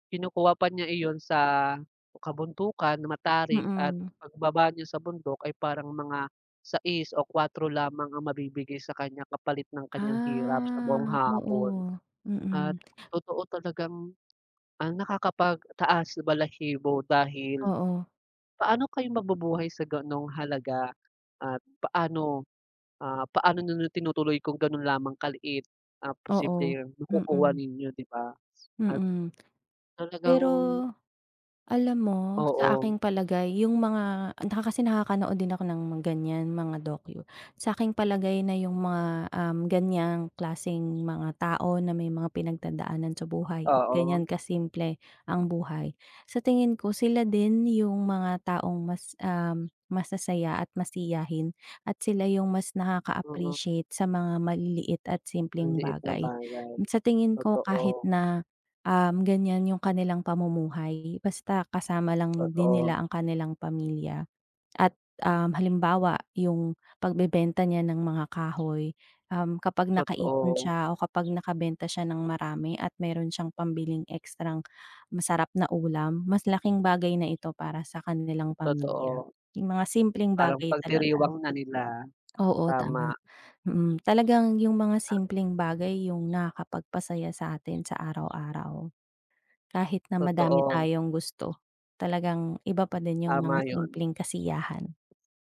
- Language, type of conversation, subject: Filipino, unstructured, Ano ang mga simpleng bagay na nagpapasaya sa iyo araw-araw?
- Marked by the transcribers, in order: drawn out: "Ah"